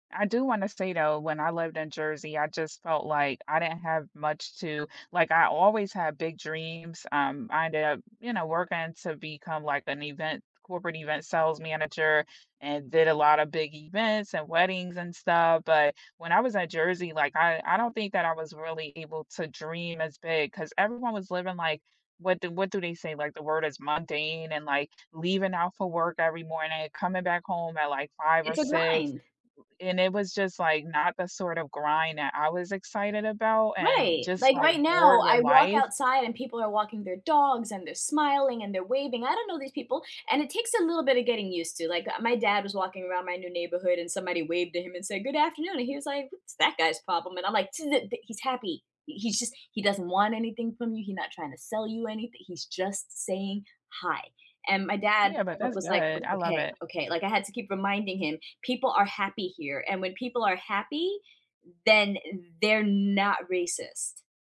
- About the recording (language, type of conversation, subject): English, unstructured, What weekend plans are you looking forward to, and what are you choosing to skip to recharge?
- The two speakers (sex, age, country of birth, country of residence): female, 30-34, United States, United States; female, 40-44, Philippines, United States
- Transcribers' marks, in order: none